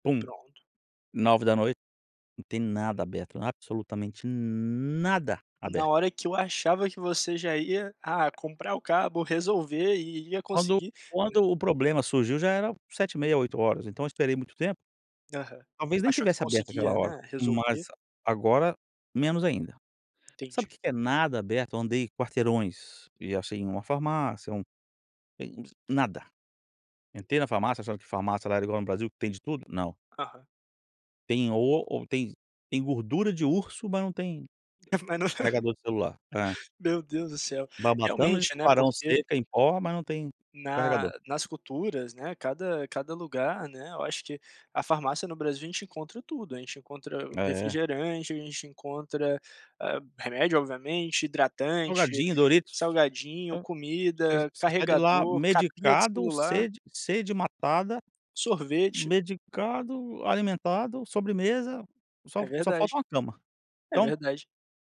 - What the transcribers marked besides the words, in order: tapping; stressed: "nada"; chuckle
- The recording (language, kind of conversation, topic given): Portuguese, podcast, Como a tecnologia já te ajudou ou te atrapalhou quando você se perdeu?